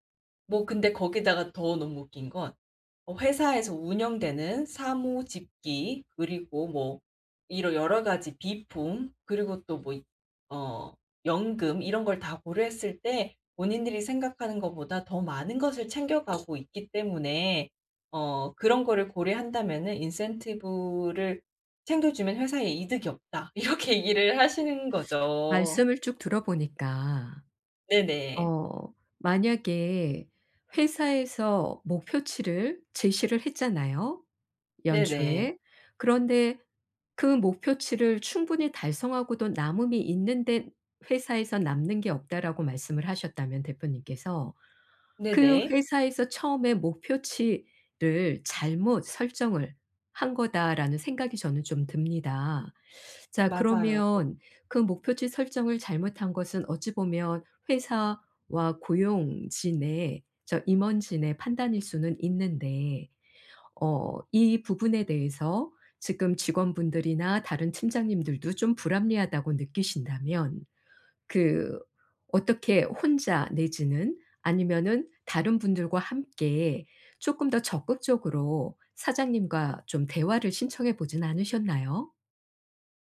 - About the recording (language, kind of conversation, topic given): Korean, advice, 직장에서 관행처럼 굳어진 불공정한 처우에 실무적으로 안전하게 어떻게 대응해야 할까요?
- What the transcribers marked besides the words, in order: tapping; laughing while speaking: "이렇게"; other background noise